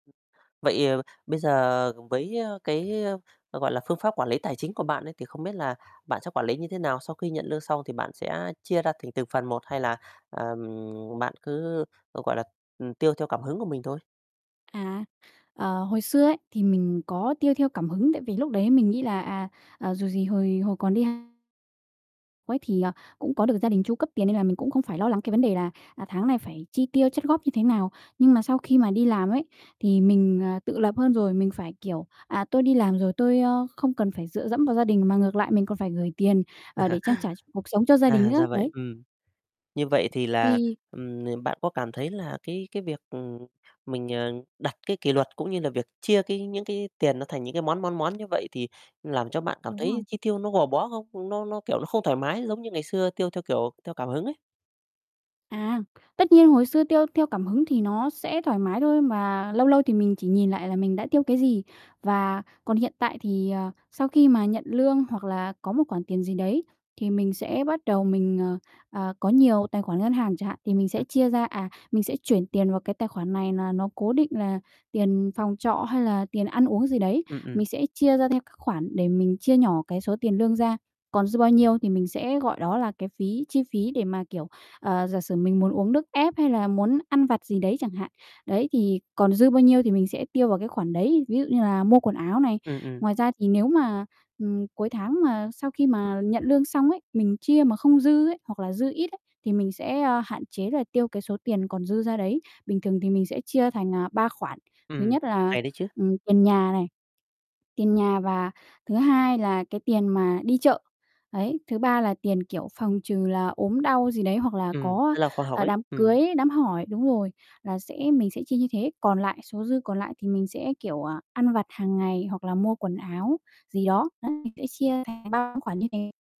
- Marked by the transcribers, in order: other noise; other background noise; tapping; static; distorted speech; laugh; unintelligible speech; unintelligible speech
- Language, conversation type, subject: Vietnamese, podcast, Bạn mua sắm như thế nào khi ngân sách hạn chế?